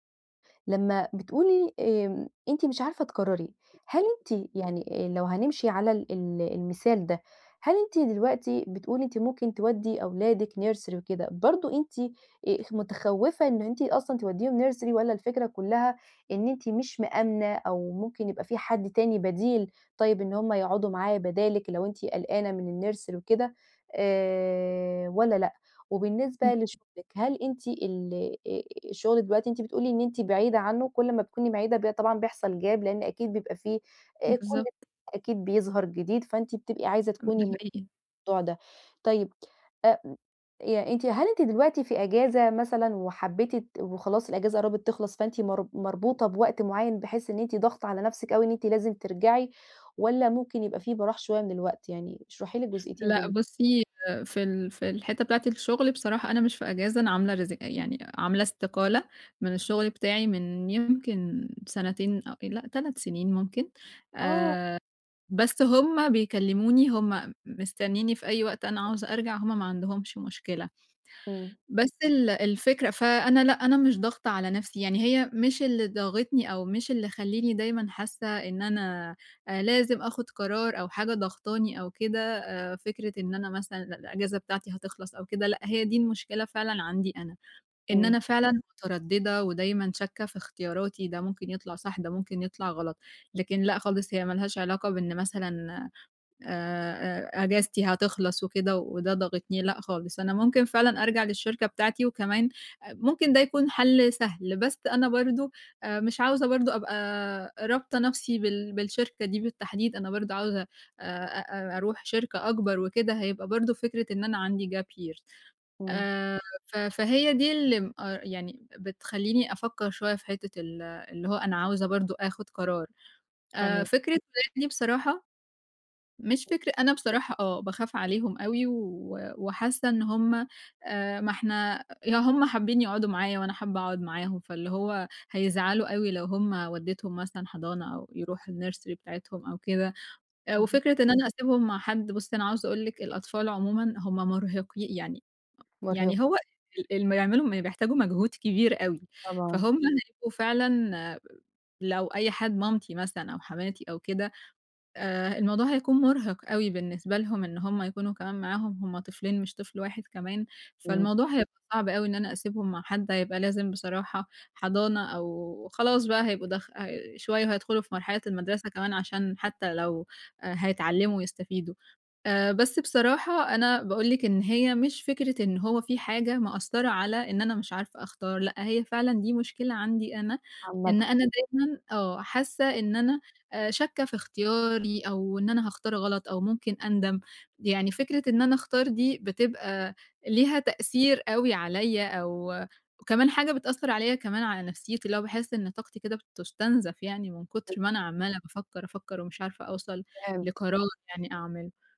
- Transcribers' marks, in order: other background noise; in English: "nursery"; in English: "nursery"; in English: "الnursery"; in English: "Gap"; unintelligible speech; unintelligible speech; tapping; in English: "Gap year"; unintelligible speech; unintelligible speech; in English: "الnursery"; unintelligible speech
- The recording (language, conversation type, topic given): Arabic, advice, إزاي أتعامل مع الشك وعدم اليقين وأنا باختار؟
- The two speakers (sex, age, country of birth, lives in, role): female, 20-24, Egypt, Egypt, user; female, 30-34, Egypt, Portugal, advisor